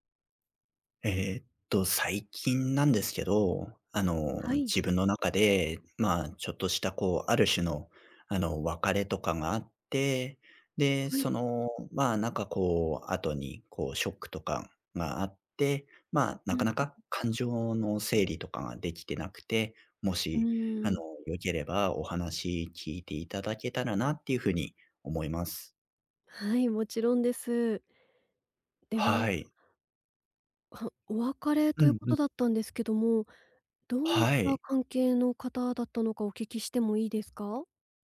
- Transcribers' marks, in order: none
- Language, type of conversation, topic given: Japanese, advice, 別れた直後のショックや感情をどう整理すればよいですか？